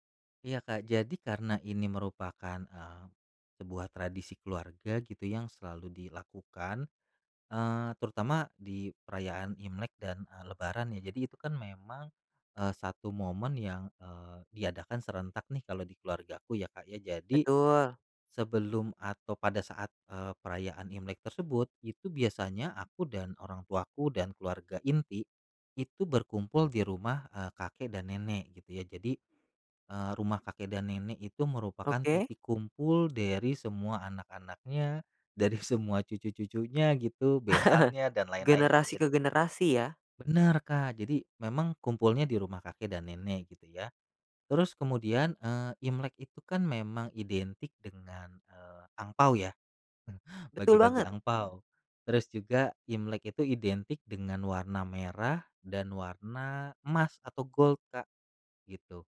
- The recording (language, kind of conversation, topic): Indonesian, podcast, Ceritakan tradisi keluarga apa yang selalu membuat suasana rumah terasa hangat?
- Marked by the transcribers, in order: chuckle; chuckle; in English: "gold"